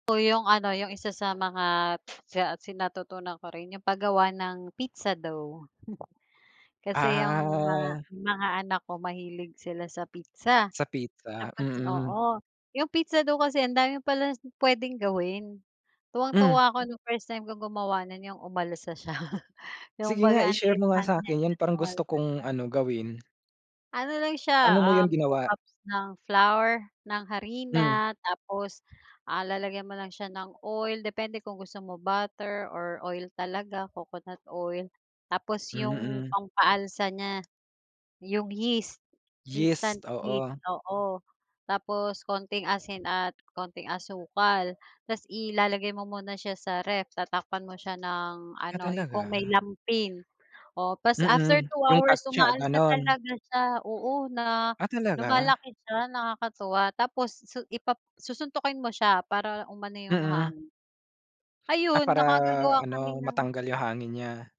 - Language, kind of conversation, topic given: Filipino, unstructured, Ano ang pinakanakakatuwang kuwento mo habang ginagawa ang hilig mo?
- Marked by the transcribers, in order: other background noise; chuckle; drawn out: "Ah"; laughing while speaking: "siya"; tapping